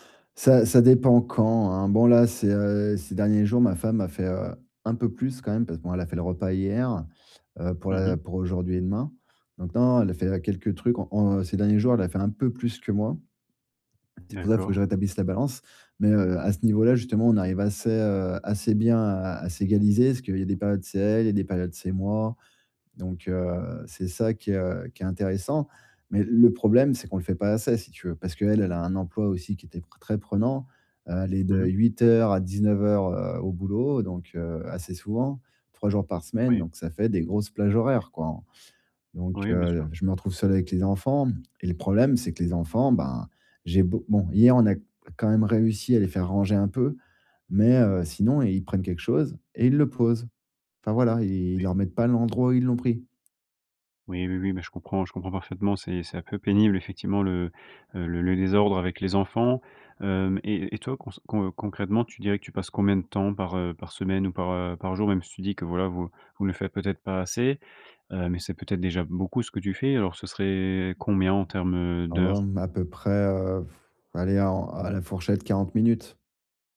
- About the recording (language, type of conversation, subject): French, advice, Comment réduire la charge de tâches ménagères et préserver du temps pour soi ?
- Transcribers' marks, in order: none